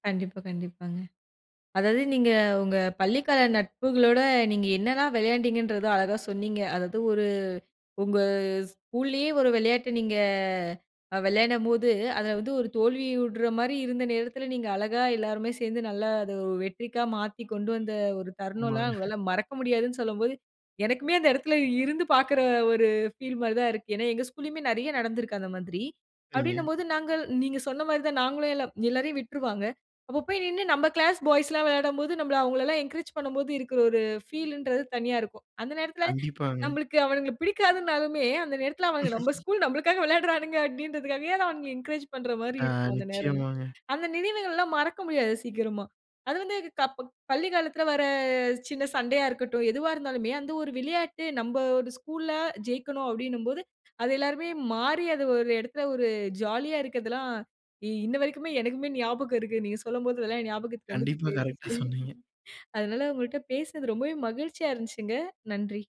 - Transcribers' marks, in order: laughing while speaking: "ஆமாங்க"; in English: "ஃபீல்"; in English: "என்கரேஜ்"; in English: "ஃபீலுன்றது"; laughing while speaking: "அந்த நேரத்துல அவனுங்க நம்ப ஸ்கூல், நம்பளுக்காக விளையாடுறானுங்க அப்டின்றதுக்காகவே"; chuckle; in English: "என்கரேஜ்"; laughing while speaking: "கண்டிப்பா, கரெக்டா சொன்னீங்க"; in English: "கரெக்டா"; chuckle
- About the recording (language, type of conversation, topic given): Tamil, podcast, பள்ளிக்கால நண்பர்களோடு விளையாடிய நினைவுகள் என்ன?